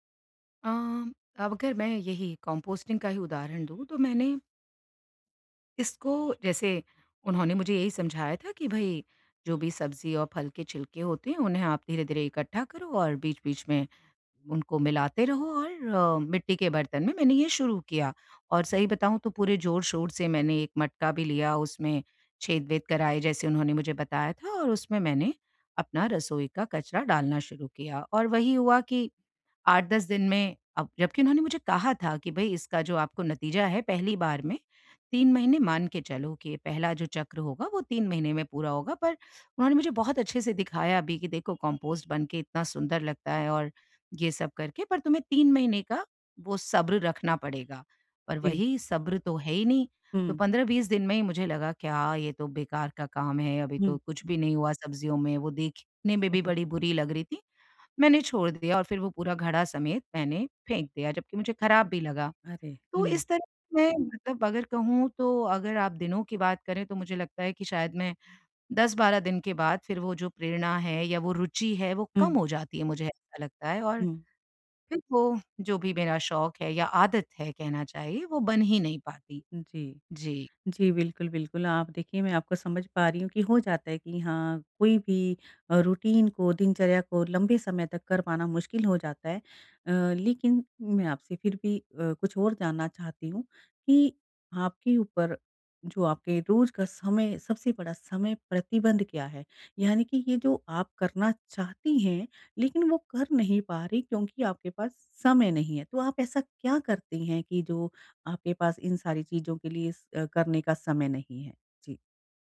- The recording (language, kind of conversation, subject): Hindi, advice, निरंतर बने रहने के लिए मुझे कौन-से छोटे कदम उठाने चाहिए?
- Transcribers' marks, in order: in English: "कंपोस्टिंग"; in English: "कंपोस्ट"; other noise; in English: "रूटीन"